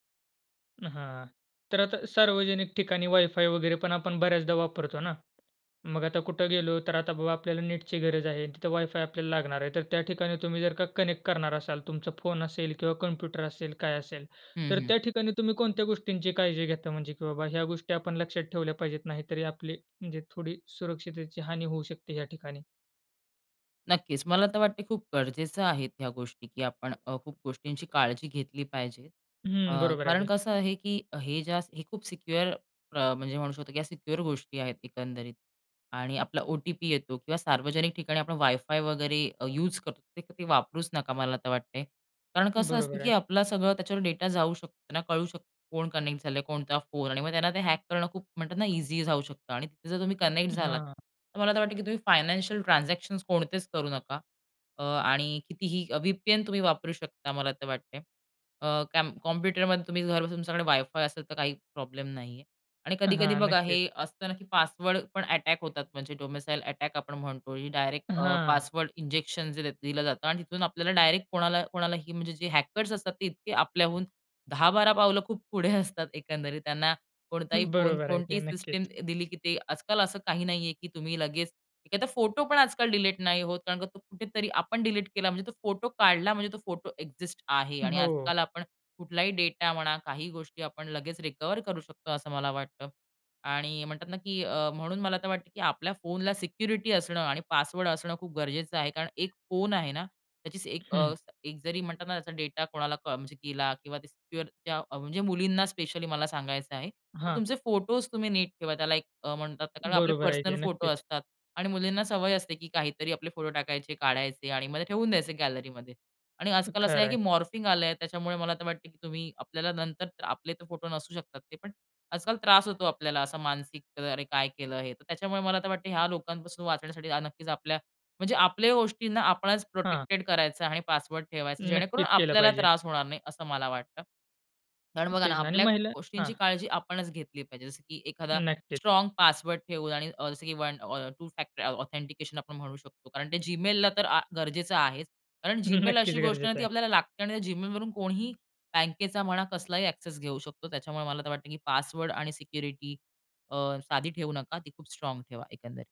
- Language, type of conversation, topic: Marathi, podcast, पासवर्ड आणि खात्यांच्या सुरक्षिततेसाठी तुम्ही कोणत्या सोप्या सवयी पाळता?
- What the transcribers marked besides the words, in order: tapping; in English: "कनेक्ट"; in English: "सिक्युअर"; in English: "सिक्युअर"; in English: "कनेक्ट"; in English: "हॅक"; in English: "कनेक्ट"; other noise; in English: "डोमिसाईल"; in English: "हॅकर्स"; in English: "एक्झिस्ट"; in English: "रिकव्हर"; in English: "मॉर्फिंग"; chuckle